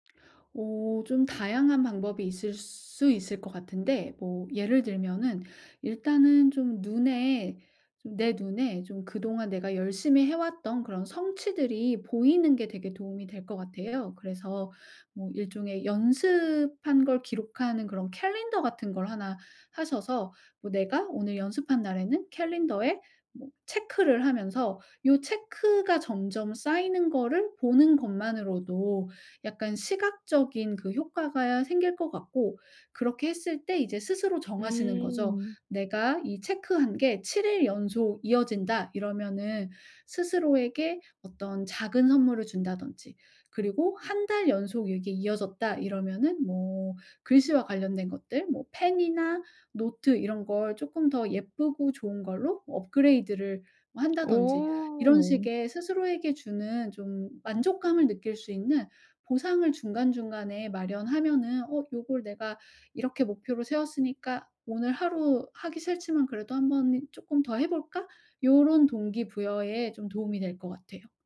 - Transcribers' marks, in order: other background noise
- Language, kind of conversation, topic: Korean, advice, 습관을 오래 유지하는 데 도움이 되는 나에게 맞는 간단한 보상은 무엇일까요?